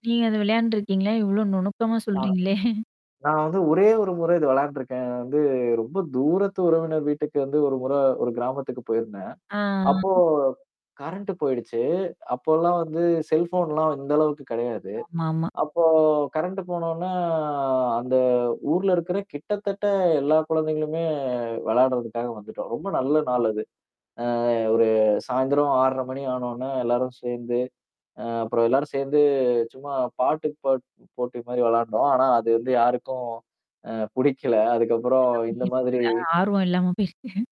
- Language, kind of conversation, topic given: Tamil, podcast, சின்ன வயதில் வெளியில் விளையாடிய நினைவுகளைப் பகிர முடியுமா?
- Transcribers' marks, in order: static; distorted speech; laughing while speaking: "சொல்றீங்களே?"; drawn out: "ஆ"; other noise; in English: "செல்போன்லாம்"; other background noise; unintelligible speech; laughing while speaking: "பேசிட்டேன்"